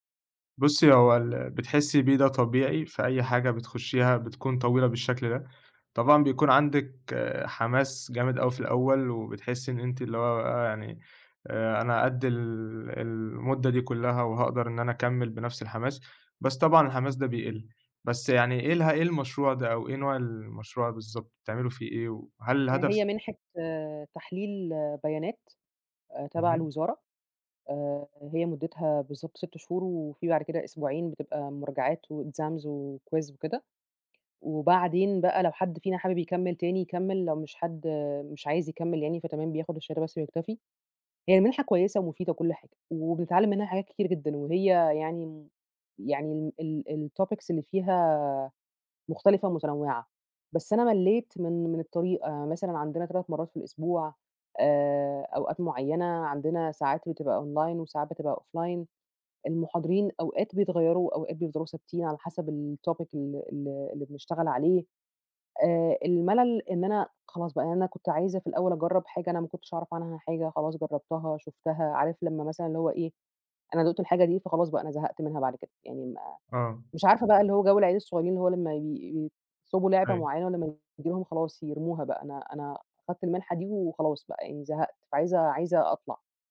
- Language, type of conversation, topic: Arabic, advice, إزاي أقدر أتغلب على صعوبة إني أخلّص مشاريع طويلة المدى؟
- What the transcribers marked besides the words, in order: in English: "وexams وquiz"; in English: "الtopics"; in English: "أونلاين"; in English: "أوفلاين"; in English: "الtopic"